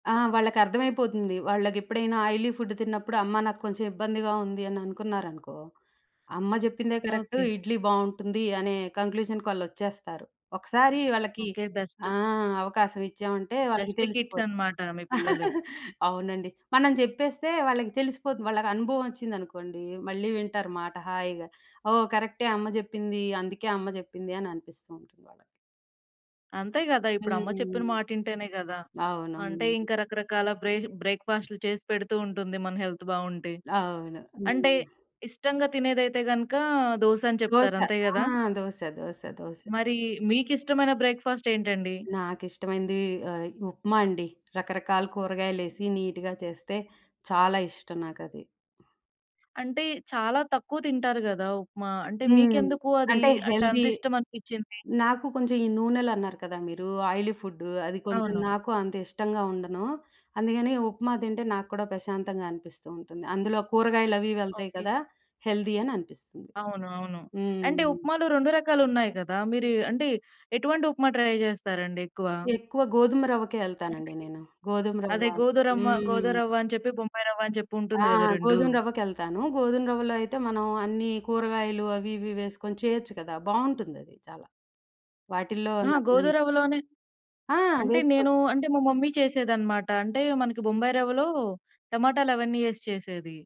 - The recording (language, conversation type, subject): Telugu, podcast, మీ ఇంటి అల్పాహార సంప్రదాయాలు ఎలా ఉంటాయి?
- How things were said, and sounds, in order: tapping; in English: "ఆయిలీ ఫుడ్"; in English: "బెస్ట్"; chuckle; other noise; in English: "హెల్త్"; other background noise; in English: "నీట్‌గా"; in English: "హెల్తీ"; in English: "ఆయిలీ"; in English: "హెల్తీ"; in English: "ట్రై"